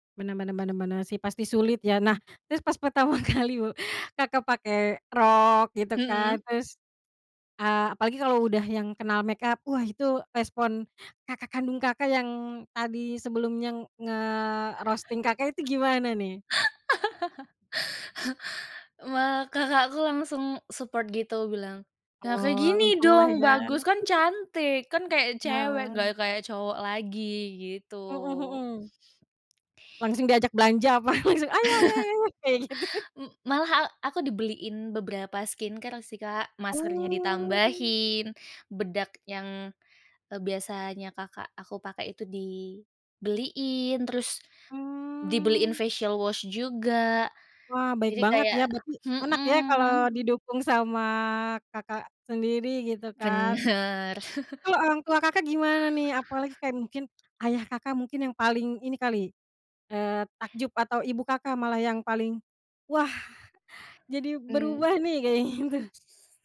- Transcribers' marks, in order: laughing while speaking: "pertama kali bu"; in English: "nge-roasting"; laugh; in English: "support"; chuckle; laughing while speaking: "langsung, Ayo ayo ayo! Kayak, gitu?"; chuckle; in English: "skincare"; drawn out: "Oh"; drawn out: "Mmm"; in English: "facial wash"; laughing while speaking: "Benar"; chuckle; tapping; laughing while speaking: "kayak gitu?"
- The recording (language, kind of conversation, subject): Indonesian, podcast, Bagaimana reaksi keluarga atau teman saat kamu berubah total?